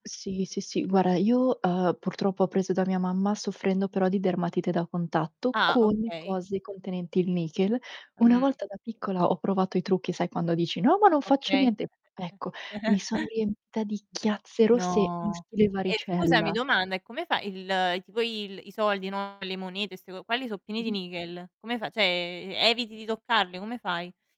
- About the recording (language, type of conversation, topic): Italian, unstructured, Hai mai mangiato qualcosa che ti ha fatto venire la nausea?
- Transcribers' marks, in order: distorted speech; chuckle; other background noise; chuckle; "Cioè" said as "ceh"